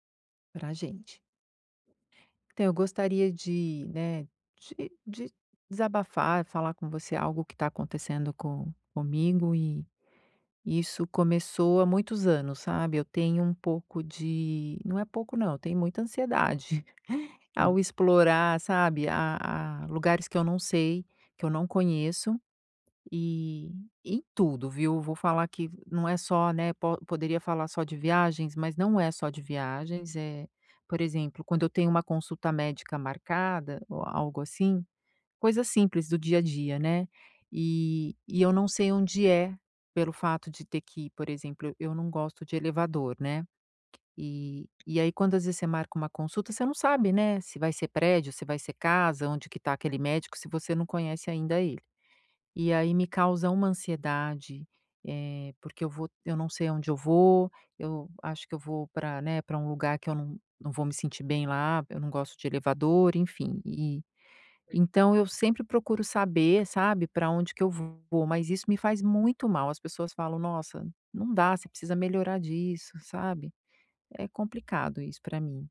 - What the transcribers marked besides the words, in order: tapping; other noise
- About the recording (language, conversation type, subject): Portuguese, advice, Como posso ficar mais tranquilo ao explorar novos lugares quando sinto ansiedade?